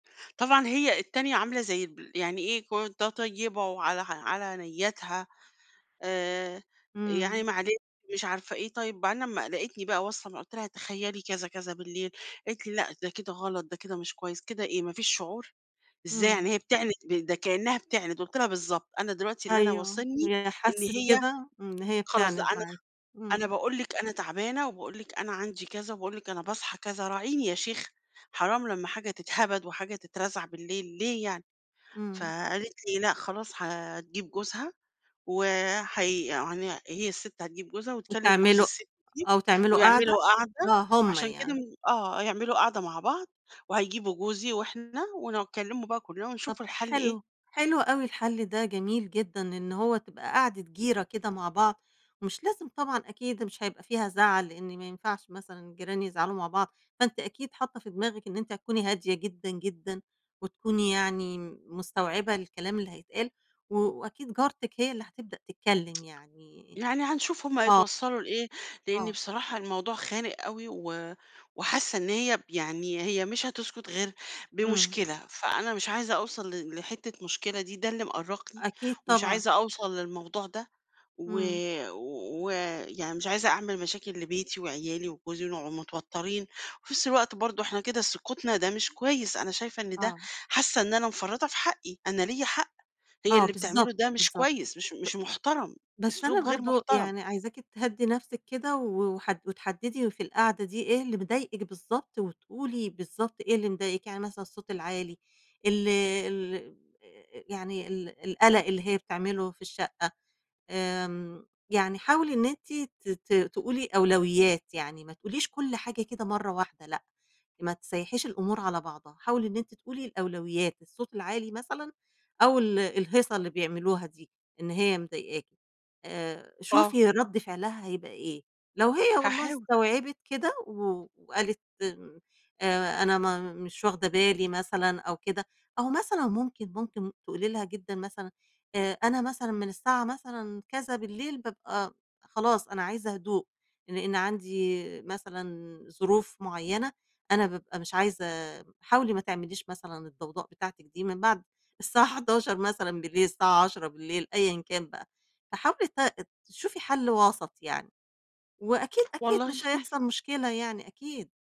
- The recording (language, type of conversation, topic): Arabic, advice, إزاي أتعامل مع خناقة مع جاري أو زميل السكن بسبب اختلاف العادات؟
- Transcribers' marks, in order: tapping; other background noise; tsk; chuckle